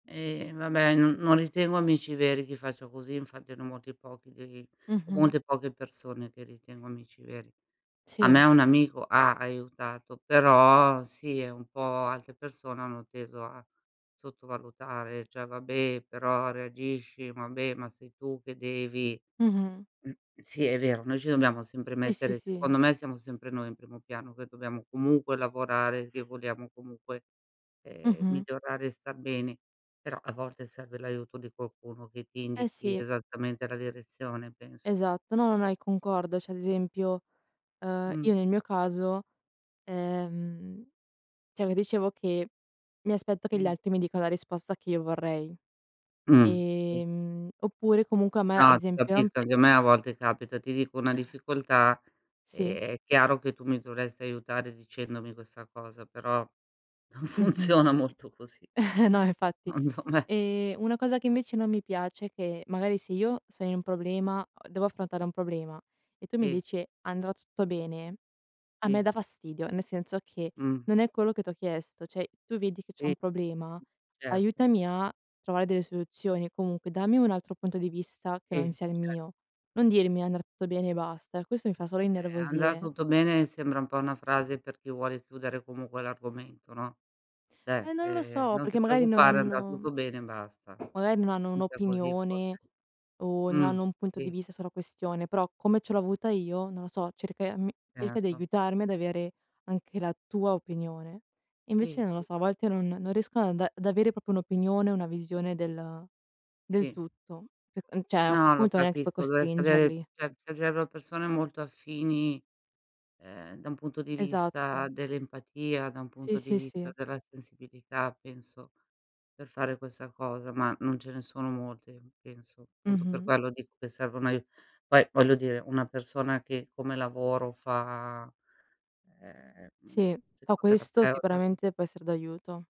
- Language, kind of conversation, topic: Italian, unstructured, Qual è l’importanza di chiedere aiuto quando serve?
- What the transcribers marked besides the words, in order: "cioè" said as "ceh"; throat clearing; other background noise; "Cioè" said as "ceh"; tapping; "cioè" said as "ceh"; unintelligible speech; laughing while speaking: "non funziona molto così"; chuckle; laughing while speaking: "ondo me"; "secondo" said as "ondo"; "Cioè" said as "ceh"; "Cioè" said as "ceh"; unintelligible speech; "proprio" said as "propo"; "cioè" said as "ceh"; "cioè" said as "ceh"